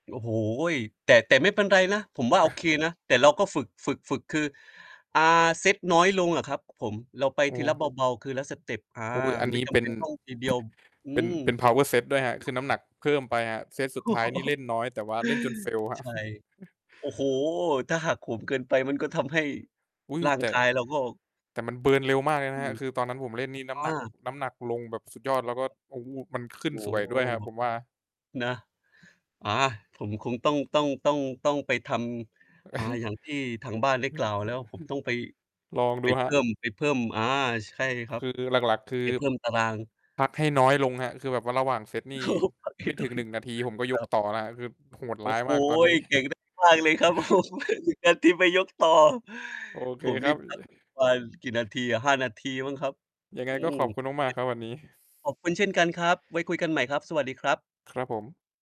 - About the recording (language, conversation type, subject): Thai, unstructured, การออกกำลังกายกับเพื่อนทำให้สนุกขึ้นไหม?
- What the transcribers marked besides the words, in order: chuckle; tapping; distorted speech; chuckle; in English: "Power set"; laugh; in English: "fail"; laughing while speaking: "ครับ"; chuckle; other background noise; in English: "เบิร์น"; chuckle; mechanical hum; laughing while speaking: "โอ้โฮ ปรับให้น้อยลง"; chuckle; laughing while speaking: "โอ้โฮ"; static